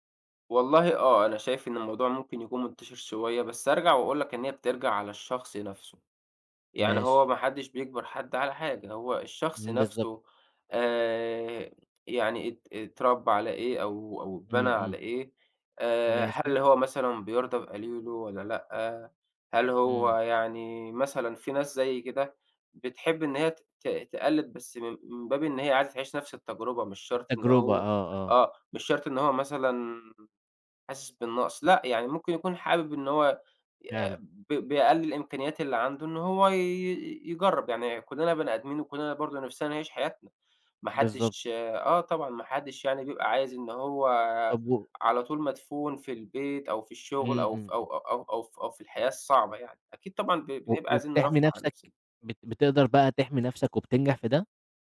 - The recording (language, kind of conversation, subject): Arabic, podcast, ازاي بتتعامل مع إنك بتقارن حياتك بحياة غيرك أونلاين؟
- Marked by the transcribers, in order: other background noise